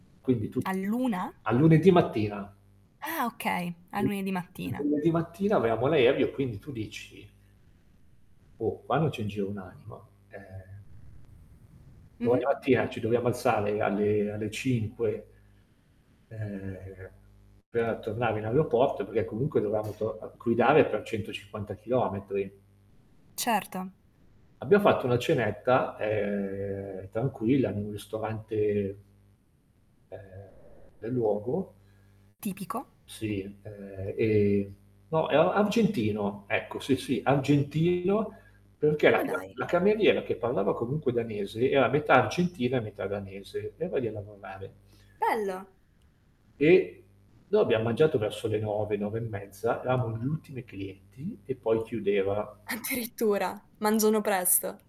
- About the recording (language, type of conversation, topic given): Italian, podcast, Quale festa o celebrazione locale ti ha colpito di più?
- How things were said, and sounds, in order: static; distorted speech; unintelligible speech; "avevamo" said as "aveamo"; "l'aereo" said as "aerio"; other background noise